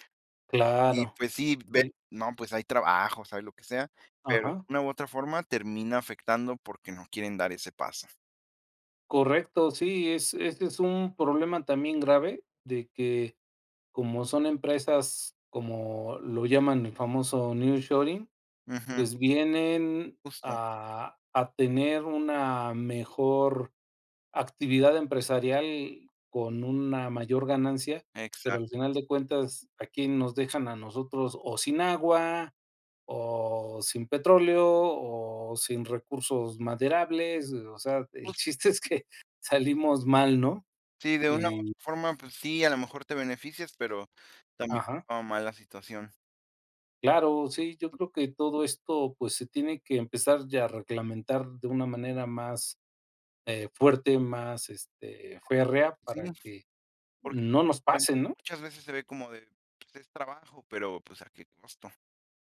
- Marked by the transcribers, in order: tapping; other background noise; laughing while speaking: "chiste es que"; other noise
- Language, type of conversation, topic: Spanish, unstructured, ¿Cómo crees que la tecnología ha mejorado tu vida diaria?
- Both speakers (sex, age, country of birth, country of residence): female, 20-24, Mexico, Mexico; male, 50-54, Mexico, Mexico